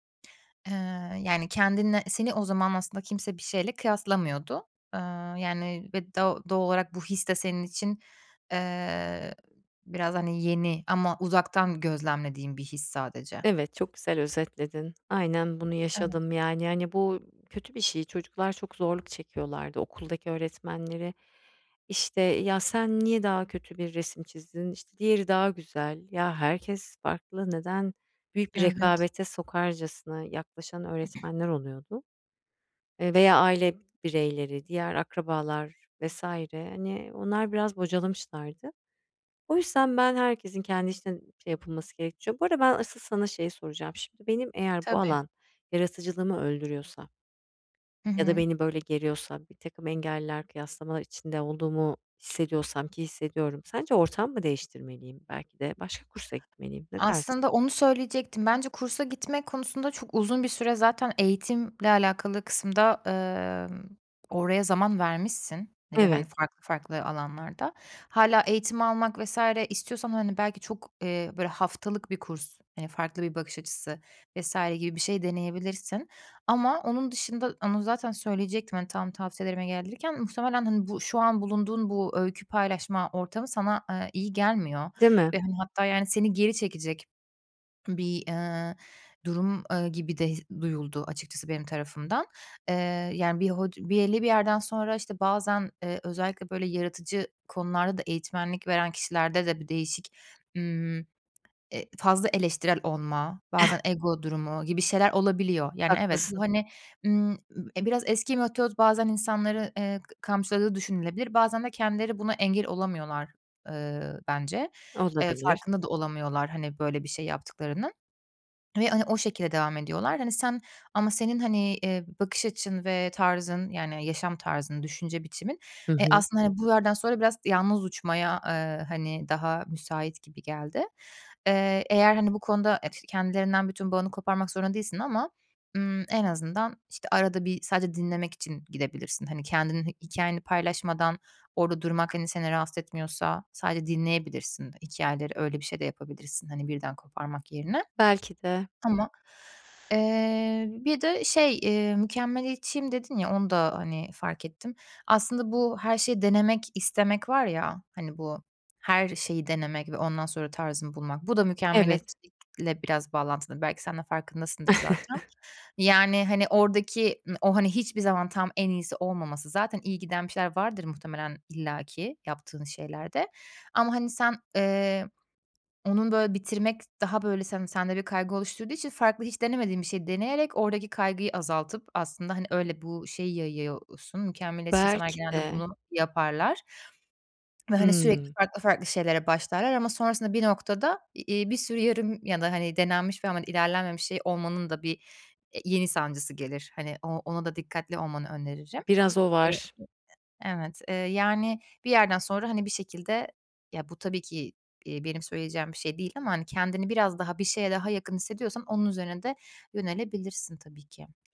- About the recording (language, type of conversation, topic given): Turkish, advice, Mükemmeliyetçilik ve kıyaslama hobilerimi engelliyorsa bunu nasıl aşabilirim?
- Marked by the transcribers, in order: other background noise; tapping; chuckle; unintelligible speech; chuckle